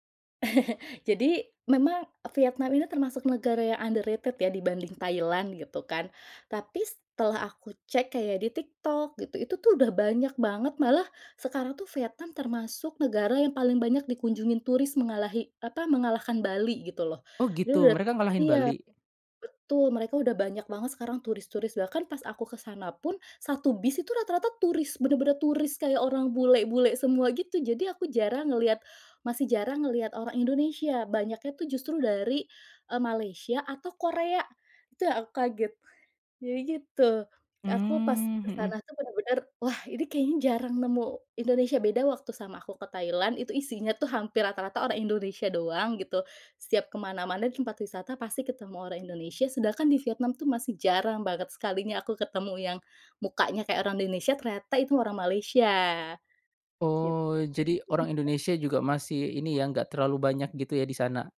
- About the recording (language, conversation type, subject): Indonesian, podcast, Tips apa yang kamu punya supaya perjalanan tetap hemat, tetapi berkesan?
- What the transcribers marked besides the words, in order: chuckle; in English: "underrated"; other background noise; unintelligible speech